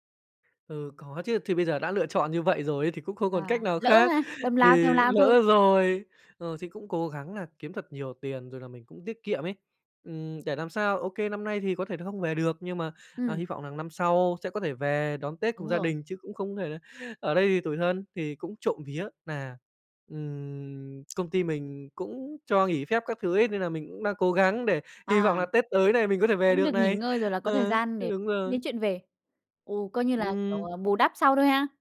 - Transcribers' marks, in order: none
- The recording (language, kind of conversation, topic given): Vietnamese, podcast, Bạn đã bao giờ nghe nhạc đến mức bật khóc chưa, kể cho mình nghe được không?